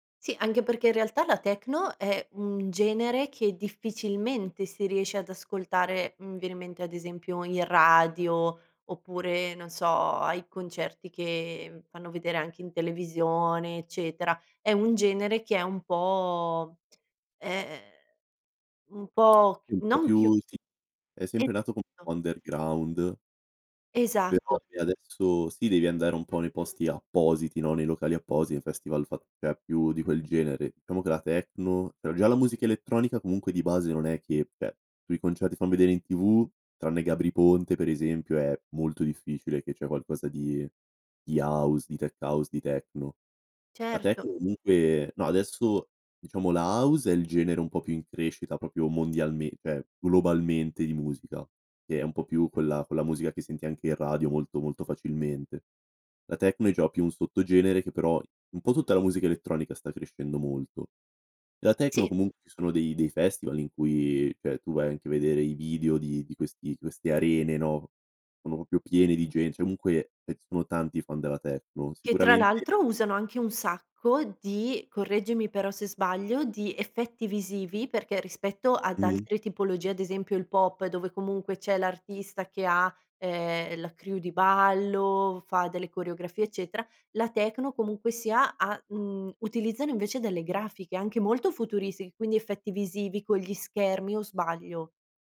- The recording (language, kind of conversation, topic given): Italian, podcast, Come scegli la nuova musica oggi e quali trucchi usi?
- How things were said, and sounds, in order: lip smack; tapping; unintelligible speech; "cioè" said as "ceh"; "Diciamo" said as "Ciamo"; "cioè" said as "ceh"; "proprio" said as "propio"; "cioè" said as "ceh"; "cioè" said as "ceh"; "proprio" said as "propo"; "cioè" said as "ceh"; "comunque" said as "unque"; in English: "crew"